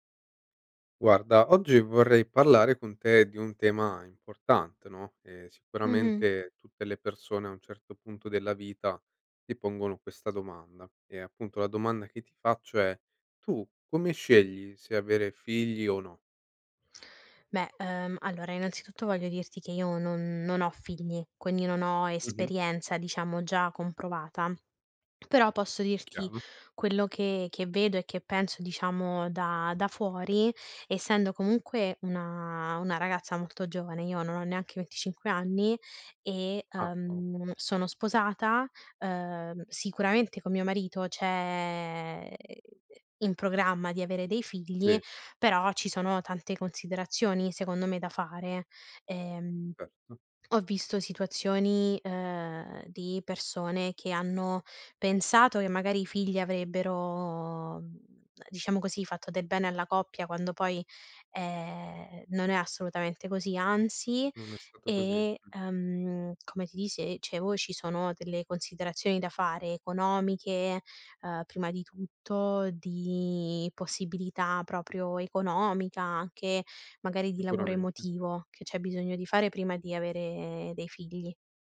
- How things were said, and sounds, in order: other background noise; "dicevo" said as "cevo"; "Sicuramente" said as "icuramente"
- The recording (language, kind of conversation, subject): Italian, podcast, Come scegliere se avere figli oppure no?
- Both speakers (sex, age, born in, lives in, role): female, 20-24, Italy, Italy, guest; male, 30-34, Italy, Italy, host